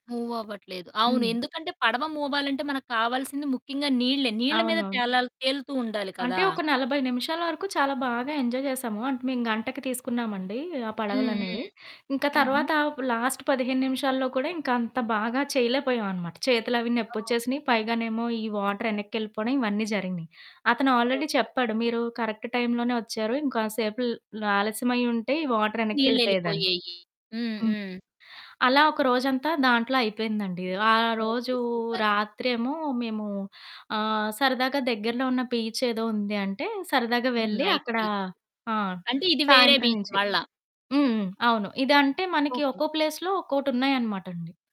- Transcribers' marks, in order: in English: "మూవ్"; in English: "మూవ్"; static; in English: "ఎంజాయ్"; in English: "లాస్ట్"; other background noise; in English: "వాటర్"; in English: "ఆల్రెడీ"; in English: "కరెక్ట్"; in English: "వాటర్"; in English: "సూపర్"; in English: "బీచ్"; in English: "నైట్ బీచ్"; in English: "బీచ్"; in English: "ప్లేస్‌లో"
- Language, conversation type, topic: Telugu, podcast, మీ స్నేహితులతో కలిసి చేసిన ఒక మంచి ప్రయాణం గురించి చెప్పగలరా?
- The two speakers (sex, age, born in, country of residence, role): female, 30-34, India, India, guest; female, 30-34, India, India, host